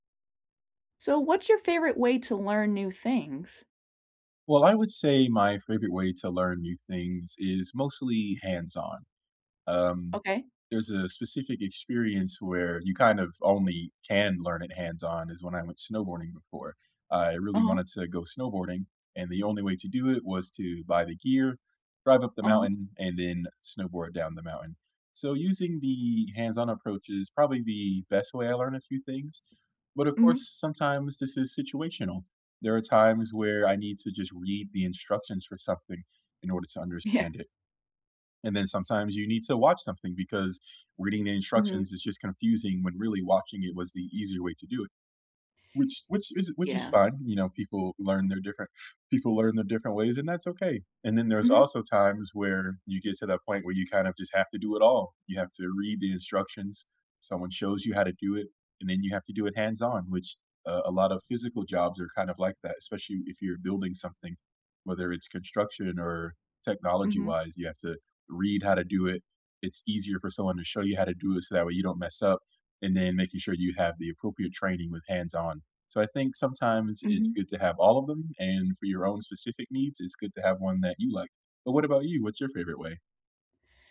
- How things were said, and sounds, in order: tapping; laughing while speaking: "Yeah"; other background noise
- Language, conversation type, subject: English, unstructured, What is your favorite way to learn new things?
- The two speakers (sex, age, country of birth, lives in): female, 25-29, United States, United States; male, 25-29, United States, United States